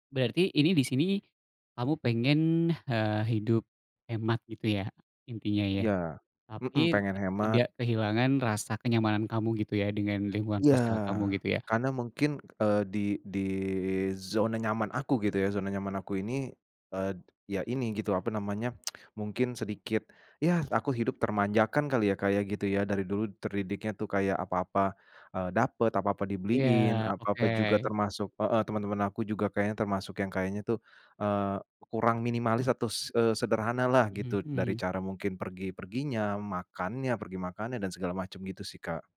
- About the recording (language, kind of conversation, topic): Indonesian, advice, Bagaimana cara berhemat tanpa merasa kekurangan atau mengurangi kebahagiaan sehari-hari?
- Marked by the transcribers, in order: tsk